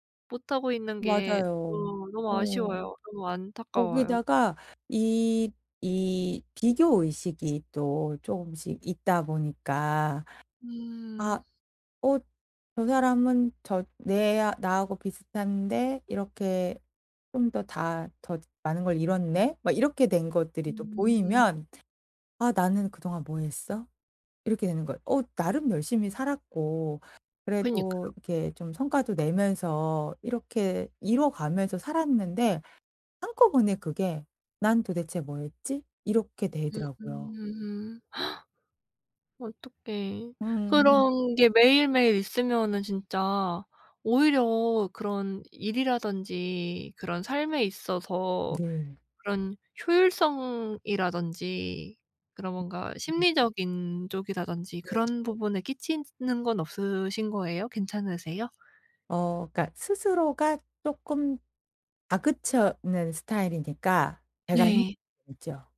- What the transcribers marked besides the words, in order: tapping; other background noise; gasp; background speech; other noise; "다그치는" said as "다그쳐는"
- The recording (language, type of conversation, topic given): Korean, advice, 왜 작은 성과조차 스스로 인정하지 못하고 무시하게 되나요?